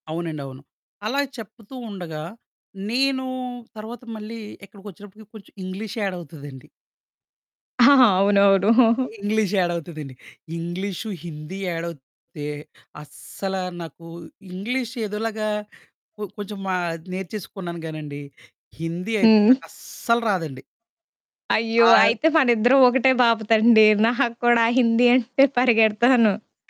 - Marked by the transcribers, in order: in English: "యాడ్"; chuckle; in English: "యాడ్"; in English: "యాడ్"; static; distorted speech
- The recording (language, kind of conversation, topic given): Telugu, podcast, మీ గురువు చెప్పిన ఏదైనా మాట ఇప్పటికీ మీ మనసులో నిలిచిపోయిందా?